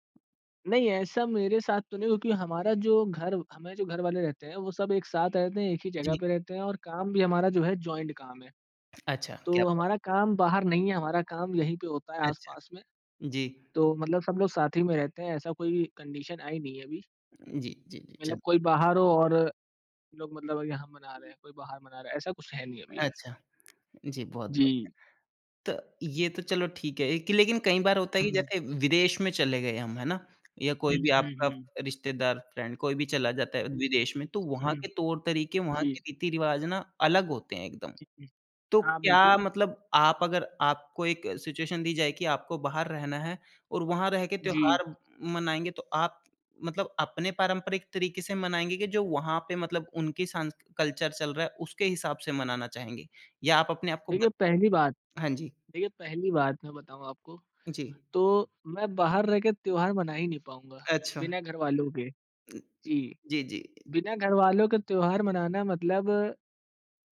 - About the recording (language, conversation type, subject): Hindi, podcast, आपके परिवार में त्योहार मनाने का तरीका दूसरों से कैसे अलग है?
- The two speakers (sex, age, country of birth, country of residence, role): male, 18-19, India, India, guest; male, 30-34, India, India, host
- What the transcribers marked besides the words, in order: in English: "जॉइंट"; in English: "कंडीशन"; tapping; in English: "फ्रेंड"; in English: "सिचुएशन"; in English: "कल्चर"